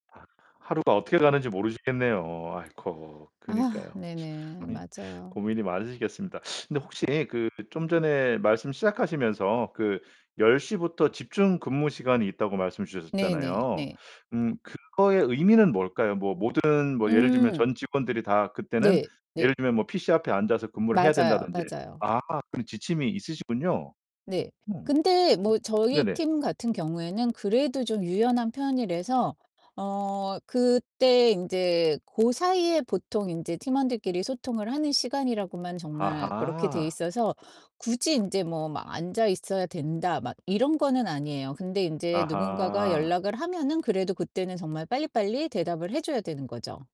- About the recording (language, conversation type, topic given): Korean, advice, 재택근무 중에 집중 시간을 잘 관리하지 못하는 이유는 무엇인가요?
- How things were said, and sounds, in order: distorted speech; tapping; other background noise; teeth sucking